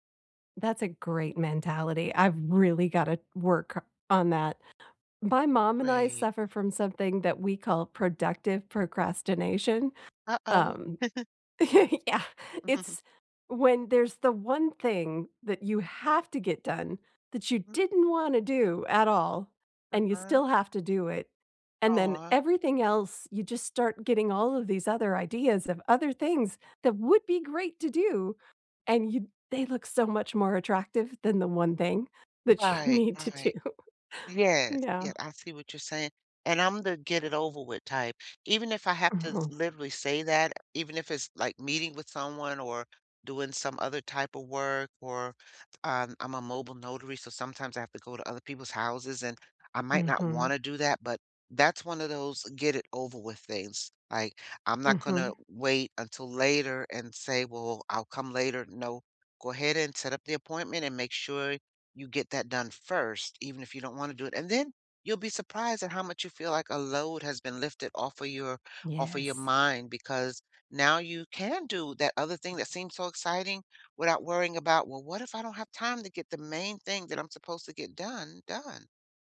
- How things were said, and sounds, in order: other background noise; laugh; laughing while speaking: "Yeah"; chuckle; laughing while speaking: "that you need to do"
- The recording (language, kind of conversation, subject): English, unstructured, What tiny habit should I try to feel more in control?